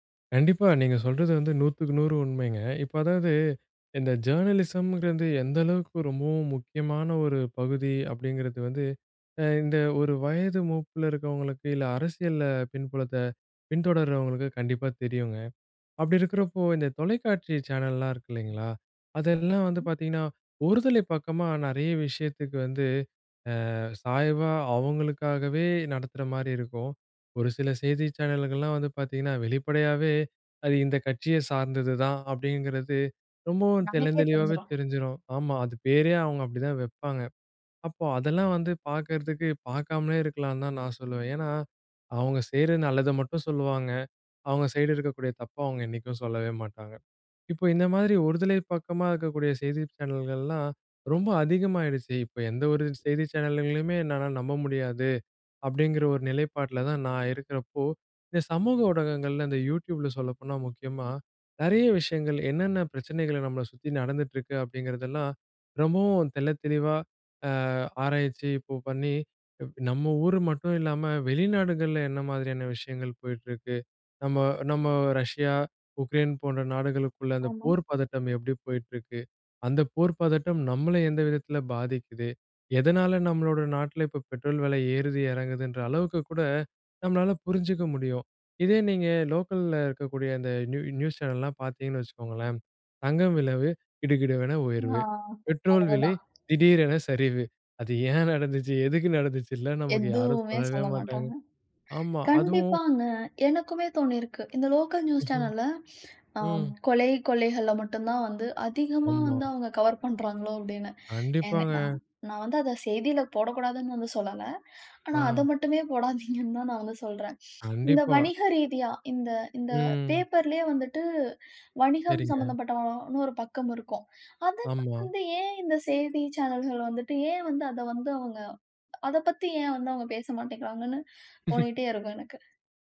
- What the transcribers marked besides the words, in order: in English: "ஜர்னலிசம்ங்கிறது"; other background noise; "விலை" said as "விலவு"; laughing while speaking: "அது ஏன் நடந்துச்சு? எதுக்கு நடந்துச்சுல்ல? நமக்கு யாரும் சொல்லவே மாட்டாங்க"; in English: "லோக்கல் நியூஸ் சேனல்ல"; chuckle; laughing while speaking: "ஆனா, அத மட்டுமே போடாதீங்கன்னு தான் நான் வந்து சொல்றேன்"; laugh
- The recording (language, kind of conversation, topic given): Tamil, podcast, சமூக ஊடகம் நம்பிக்கையை உருவாக்க உதவுமா, அல்லது அதை சிதைக்குமா?